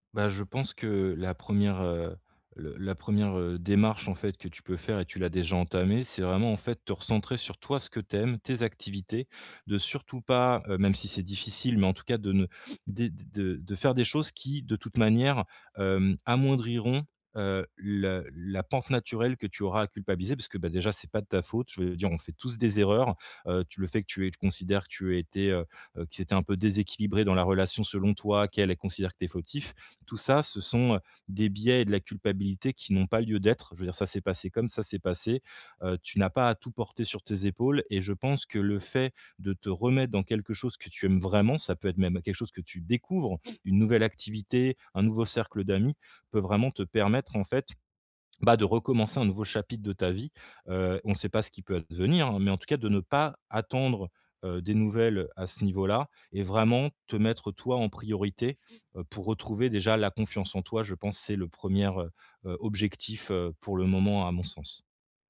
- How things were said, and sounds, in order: none
- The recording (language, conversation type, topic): French, advice, Comment reconstruire ta vie quotidienne après la fin d’une longue relation ?